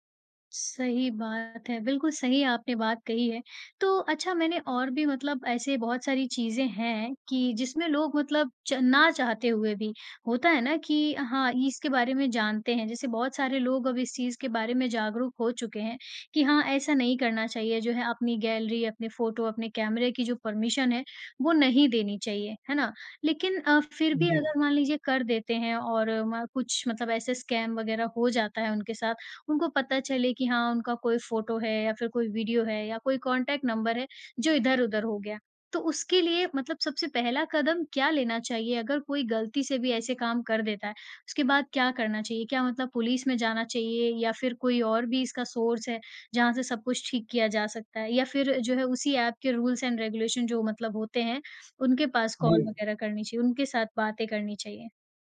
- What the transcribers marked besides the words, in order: in English: "परमिशन"; other background noise; in English: "स्कैम"; in English: "कॉन्टैक्ट नंबर"; in English: "सोर्स"; in English: "रूल्स एंड रेगुलेशन"
- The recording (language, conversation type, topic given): Hindi, podcast, ऑनलाइन निजता समाप्त होती दिखे तो आप क्या करेंगे?